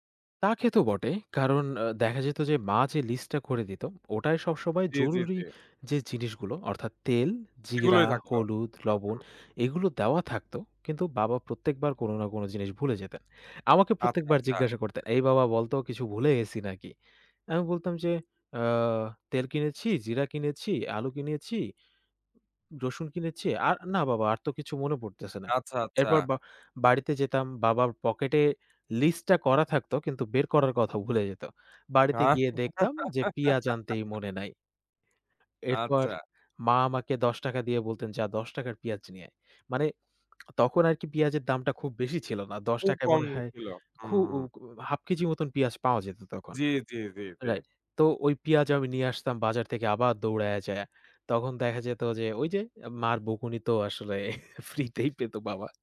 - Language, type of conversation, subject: Bengali, podcast, আপনি কীভাবে স্থানীয় বাজারের আসল স্বাদ ও খাবারের সংস্কৃতি আবিষ্কার করেন?
- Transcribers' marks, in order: tapping; laugh; lip smack; scoff